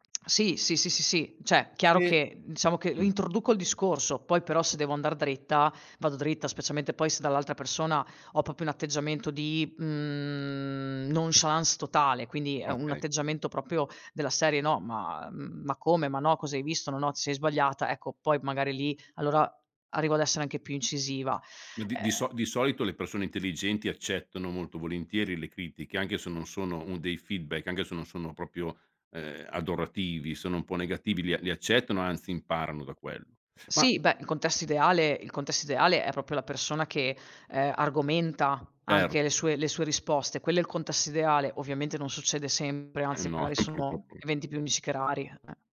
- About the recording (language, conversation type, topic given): Italian, podcast, Come si può dare un feedback senza offendere?
- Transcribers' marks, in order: "cioè" said as "ceh"; "proprio" said as "popio"; drawn out: "mhmm"; "proprio" said as "propio"; tapping; in English: "feedback"; "proprio" said as "propio"; "proprio" said as "propio"; chuckle; other background noise